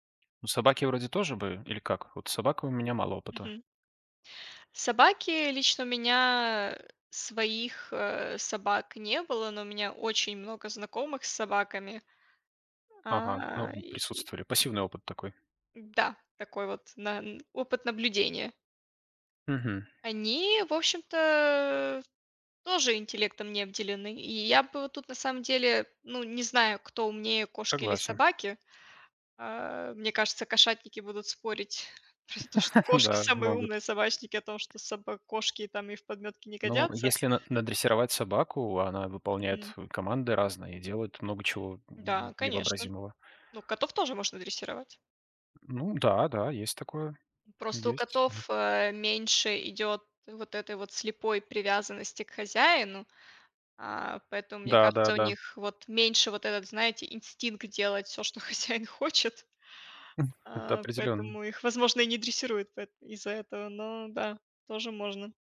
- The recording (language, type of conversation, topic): Russian, unstructured, Какие животные тебе кажутся самыми умными и почему?
- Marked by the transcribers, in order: tapping; chuckle; laughing while speaking: "хозяин хочет"